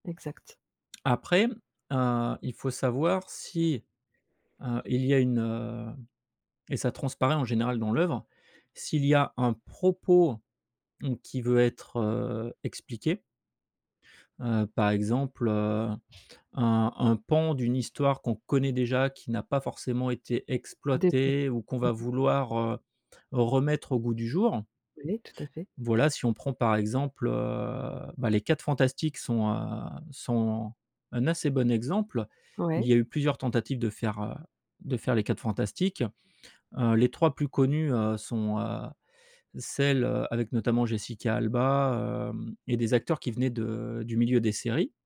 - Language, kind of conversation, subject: French, podcast, Que penses-tu des remakes et des reboots aujourd’hui ?
- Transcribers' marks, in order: drawn out: "heu"